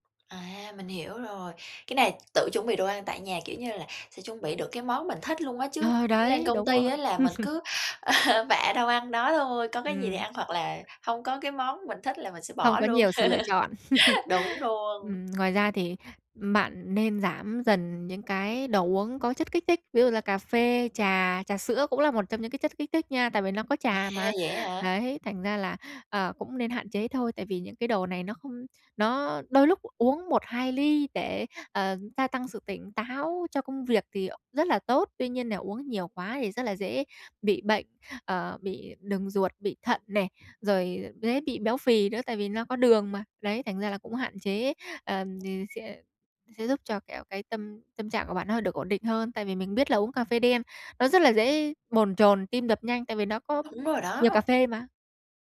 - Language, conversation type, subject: Vietnamese, advice, Việc ăn uống thất thường ảnh hưởng đến tâm trạng của tôi như thế nào và tôi nên làm gì?
- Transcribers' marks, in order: laugh; other background noise; laugh